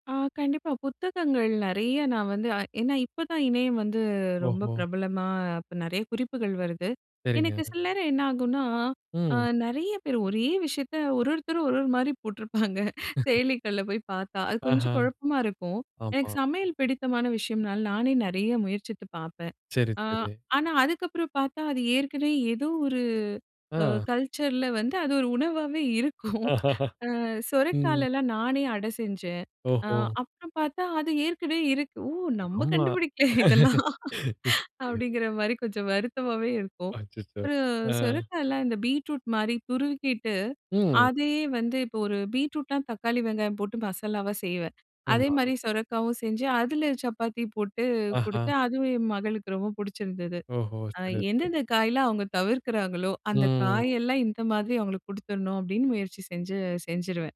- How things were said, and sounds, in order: laugh; in English: "கல்ச்சர்ல"; laughing while speaking: "உணவாவே இருக்கும்"; laugh; laughing while speaking: "கண்டுபிடிக்கல இதெல்லாம்"; laugh; unintelligible speech
- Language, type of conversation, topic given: Tamil, podcast, ஆரோக்கியத்தைப் பேணிக்கொண்டே சுவை குறையாமல் நீங்கள் எப்படி சமைப்பீர்கள்?